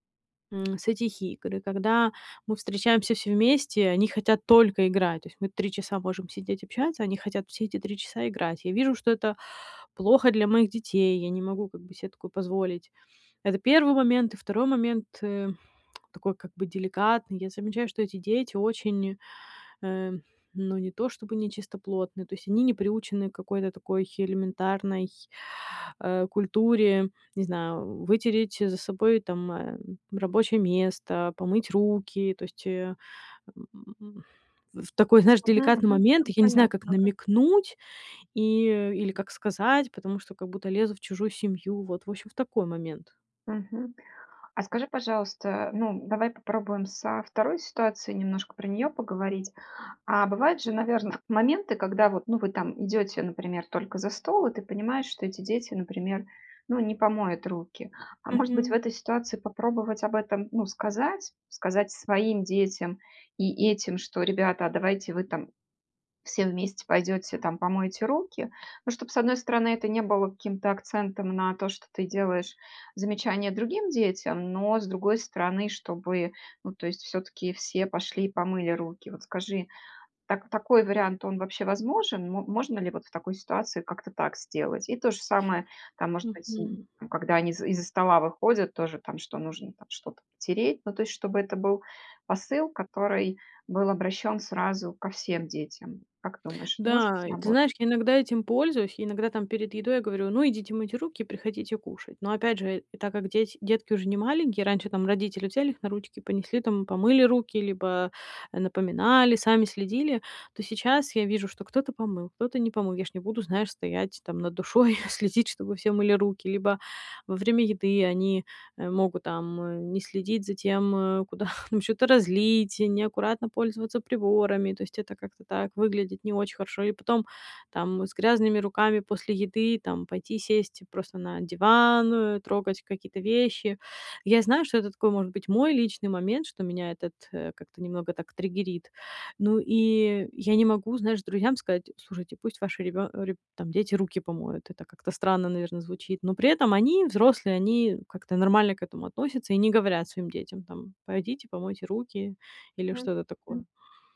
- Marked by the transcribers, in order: unintelligible speech; other noise; chuckle; chuckle
- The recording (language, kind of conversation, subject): Russian, advice, Как сказать другу о его неудобном поведении, если я боюсь конфликта?